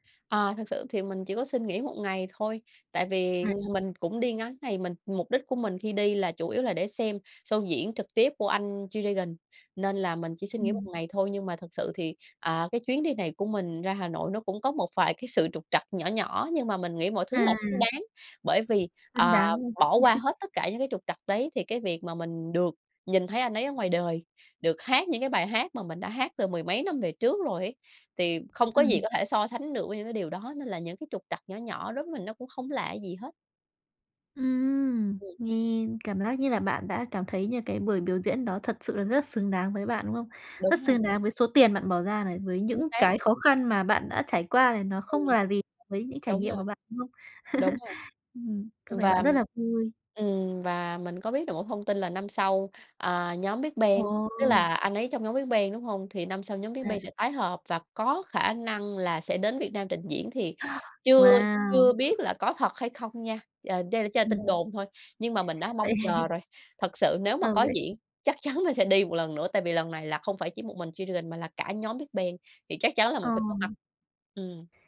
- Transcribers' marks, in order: other background noise; tapping; chuckle; chuckle; chuckle; laughing while speaking: "chắc chắn"
- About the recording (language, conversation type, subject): Vietnamese, podcast, Điều gì khiến bạn mê nhất khi xem một chương trình biểu diễn trực tiếp?